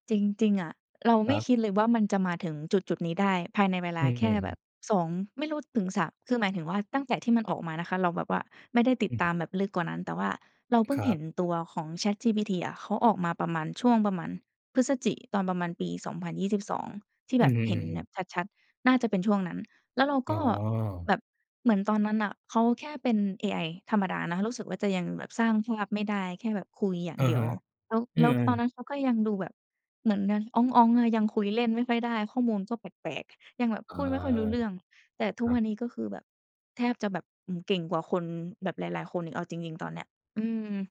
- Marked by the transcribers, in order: none
- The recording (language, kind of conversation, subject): Thai, podcast, คุณคิดอย่างไรกับการใช้ปัญญาประดิษฐ์ในชีวิตประจำวัน?